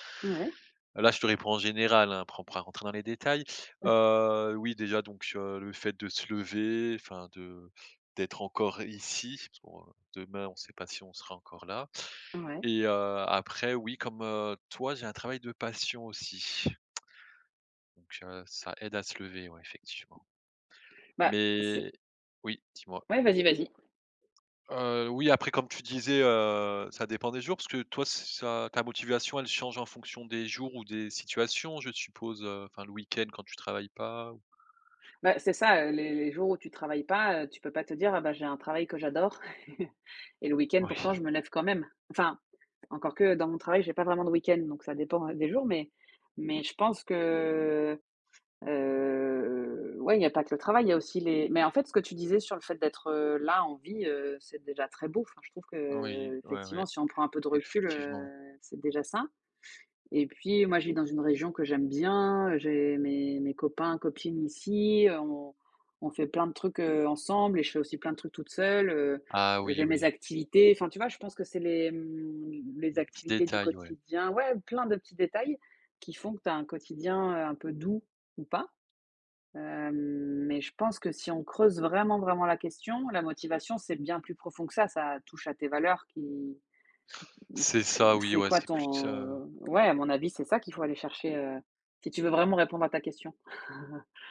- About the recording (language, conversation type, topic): French, unstructured, Qu’est-ce qui te motive à te lever chaque matin ?
- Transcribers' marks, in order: chuckle; tapping; stressed: "ici"; laughing while speaking: "Oui"; chuckle; drawn out: "heu"; drawn out: "les"; drawn out: "Hem"; chuckle